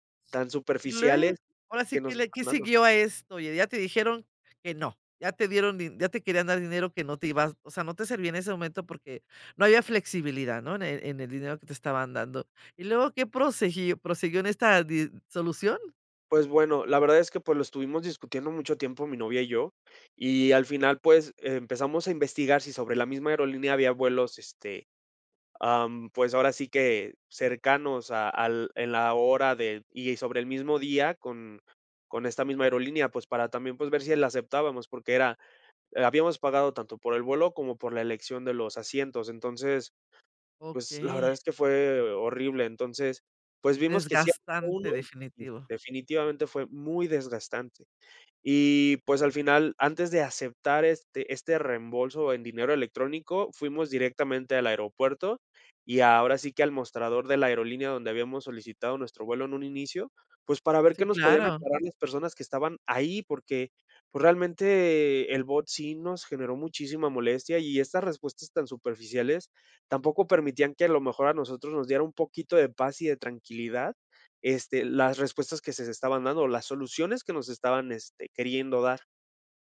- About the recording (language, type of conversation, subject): Spanish, podcast, ¿Alguna vez te cancelaron un vuelo y cómo lo manejaste?
- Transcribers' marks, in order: "prosiguió-" said as "prosegio"